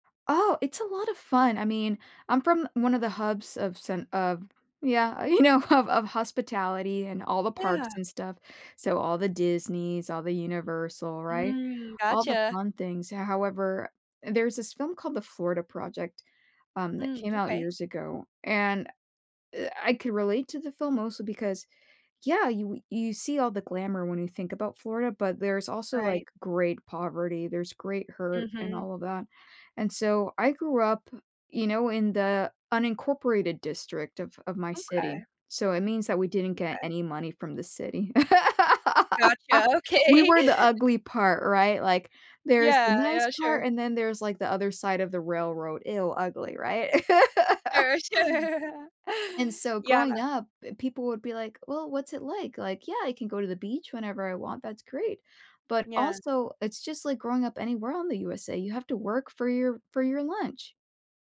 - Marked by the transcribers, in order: tapping; laughing while speaking: "you know"; other background noise; laugh; laughing while speaking: "Okay"; laugh; laughing while speaking: "Sure, sure"
- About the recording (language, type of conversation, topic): English, unstructured, What is the most important value to live by?
- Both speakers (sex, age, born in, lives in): female, 20-24, United States, United States; female, 30-34, United States, United States